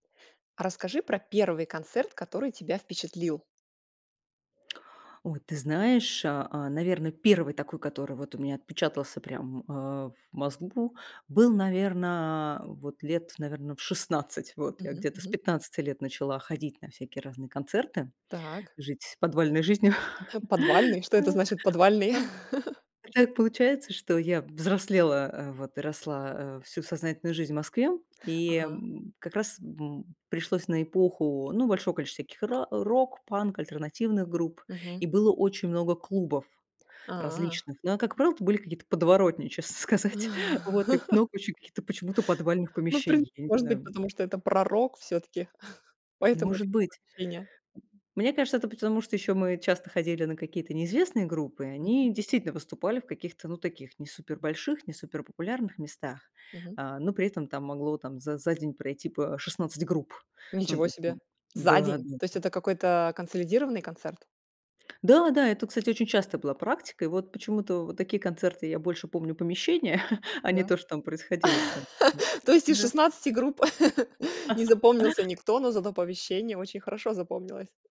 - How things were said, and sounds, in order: chuckle; laugh; laughing while speaking: "честно сказать"; laugh; tapping; other background noise; unintelligible speech; chuckle; laugh; laugh; chuckle
- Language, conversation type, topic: Russian, podcast, Какой первый концерт произвёл на тебя сильное впечатление?